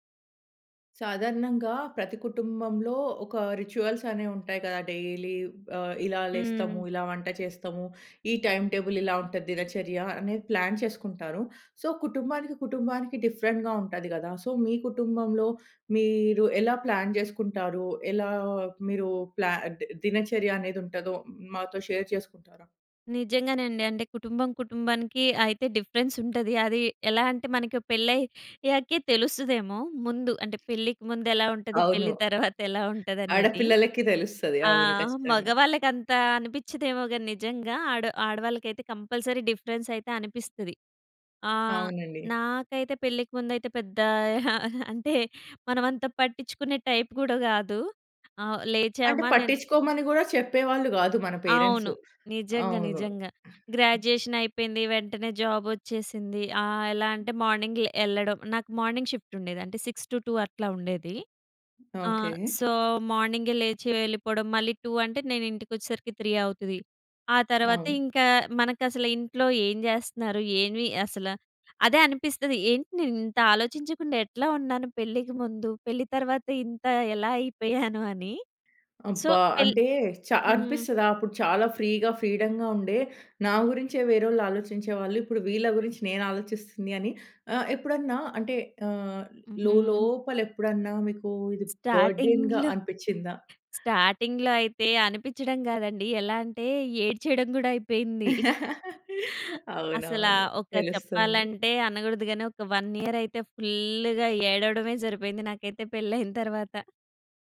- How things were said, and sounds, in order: in English: "రిచ్యువల్స్"; in English: "డైలీ"; in English: "టైమ్ టేబుల్"; in English: "ప్లాన్"; in English: "సో"; in English: "డిఫరెంట్‌గా"; in English: "సో"; in English: "ప్లాన్"; in English: "షేర్"; other background noise; in English: "డిఫరెన్స్"; tapping; in English: "కంపల్సరీ డిఫరెన్స్"; chuckle; in English: "టైప్"; in English: "పేరెంట్స్"; in English: "గ్రాడ్యుయేషన్"; in English: "జాబ్"; in English: "మార్నింగ్"; in English: "మార్నింగ్ షిఫ్ట్"; in English: "సిక్స్ టు టూ"; in English: "సో"; in English: "టూ"; in English: "త్రీ"; in English: "సో"; in English: "ఫ్రీగా, ఫ్రీడమ్‌గా"; in English: "స్టార్టింగ్‌లో స్టార్టింగ్‌లో"; in English: "బర్డెన్‌గా"; chuckle; laugh; chuckle; in English: "వన్ ఇయర్"; in English: "ఫుల్‌గా"; chuckle
- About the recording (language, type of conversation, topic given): Telugu, podcast, మీ కుటుంబంలో ప్రతి రోజు జరిగే ఆచారాలు ఏమిటి?